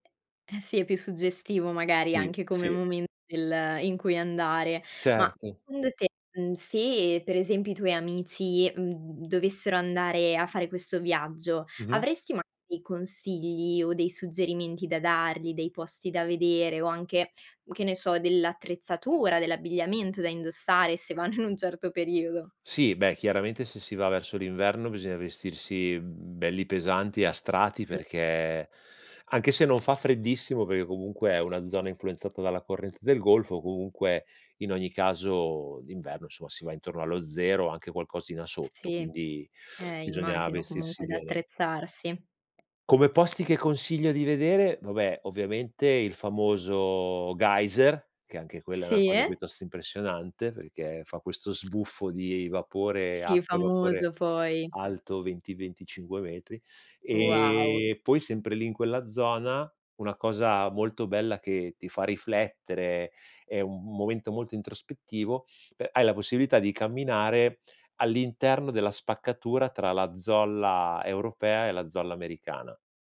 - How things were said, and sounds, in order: tapping; laughing while speaking: "vanno"; "perché" said as "peghé"; sniff; other background noise
- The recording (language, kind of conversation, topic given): Italian, podcast, Puoi raccontarmi di un viaggio che ti ha cambiato?